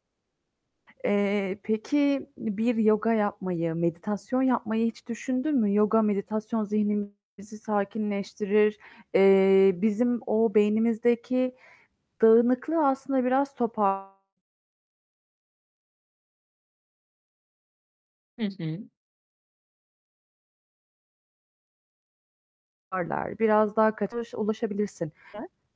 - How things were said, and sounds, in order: static; distorted speech; background speech
- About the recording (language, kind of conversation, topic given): Turkish, advice, Gece uyuyamıyorum; zihnim sürekli dönüyor ve rahatlayamıyorum, ne yapabilirim?
- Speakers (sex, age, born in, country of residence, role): female, 25-29, Turkey, Germany, user; female, 25-29, Turkey, Ireland, advisor